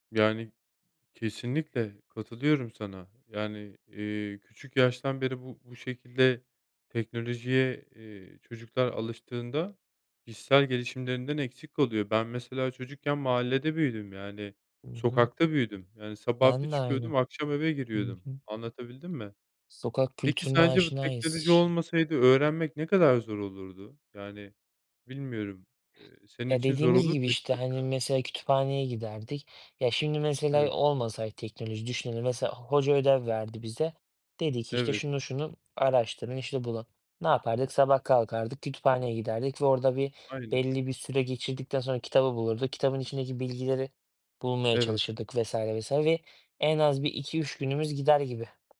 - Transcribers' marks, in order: other background noise; tapping
- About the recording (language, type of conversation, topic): Turkish, unstructured, Teknoloji öğrenmeyi daha eğlenceli hâle getiriyor mu?